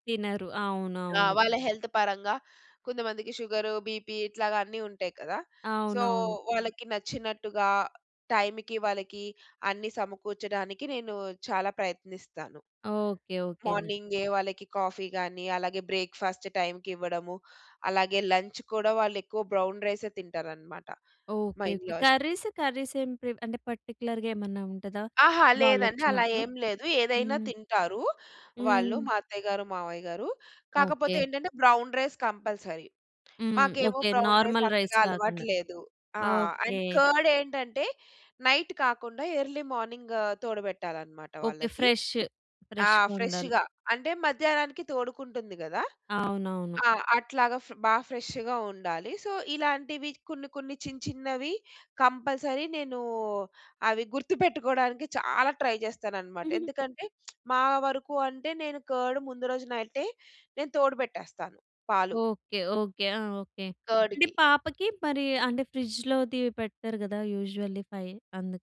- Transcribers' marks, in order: in English: "హెల్త్"; in English: "షుగరు, బీపీ"; in English: "సో"; in English: "టైంకి"; in English: "మార్నింగే"; in English: "బ్రేక్‌ఫాస్ట్ టైంకి"; in English: "లంచ్"; in English: "బ్రౌన్ రైసే"; in English: "ఇంలాస్"; in English: "కర్రీసు, కర్రీస్"; in English: "పర్టిక్యులర్‌గా"; in English: "బ్రౌన్ రైస్ కంపల్సరీ"; in English: "బ్రౌన్ రైస్"; in English: "నార్మల్ రైస్"; in English: "అండ్ కార్డ్"; in English: "నైట్"; in English: "ఎర్లీ మార్నింగ్"; in English: "ఫ్రెష్, ఫ్రెష్‌గా"; in English: "ఫ్రెష్‌గా"; in English: "సో"; in English: "కంపల్సరీ"; in English: "ట్రై"; chuckle; lip smack; in English: "కార్డ్"; in English: "నైటే"; in English: "ఫ్రిడ్జ్‌లోది"; in English: "యూజువల్లీ ఫైవ్"
- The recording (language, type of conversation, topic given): Telugu, podcast, అతిథులు వచ్చినప్పుడు ఇంటి సన్నాహకాలు ఎలా చేస్తారు?